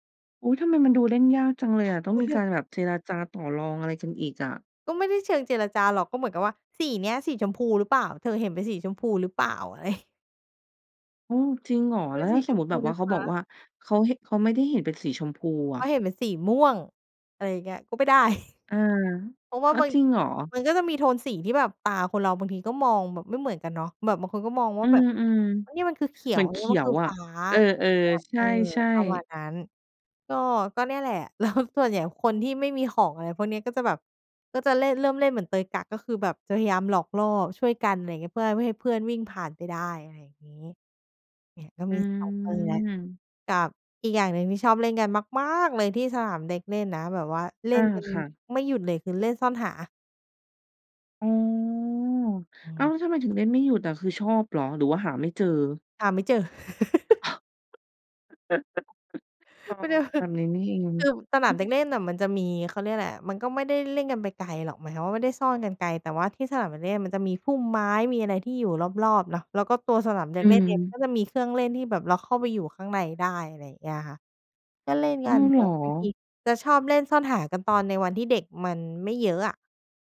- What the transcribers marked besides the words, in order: other noise; chuckle; laughing while speaking: "อะไร"; chuckle; laughing while speaking: "แล้ว"; laugh; laughing while speaking: "มันจะ"
- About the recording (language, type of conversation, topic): Thai, podcast, คุณชอบเล่นเกมอะไรในสนามเด็กเล่นมากที่สุด?